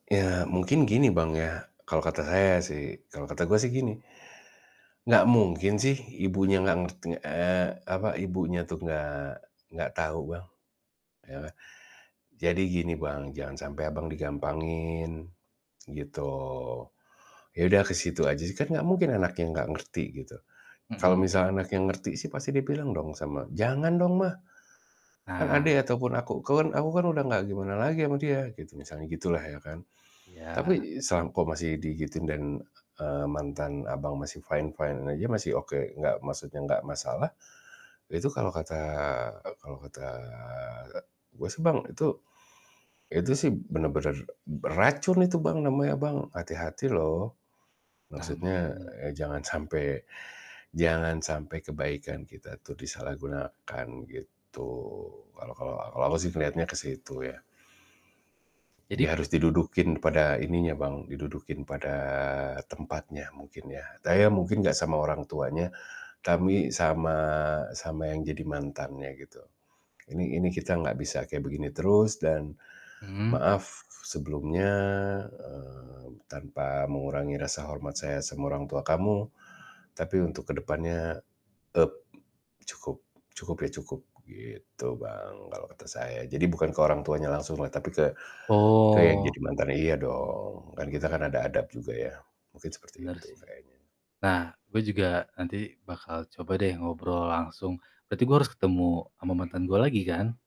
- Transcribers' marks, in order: static; in English: "fine-fine"; hiccup; drawn out: "kata"; distorted speech; tapping; "Saya" said as "taya"; "tapi" said as "tami"
- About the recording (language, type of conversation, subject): Indonesian, advice, Bagaimana cara menentukan batasan dan memberi respons yang tepat ketika mantan sering menghubungi saya?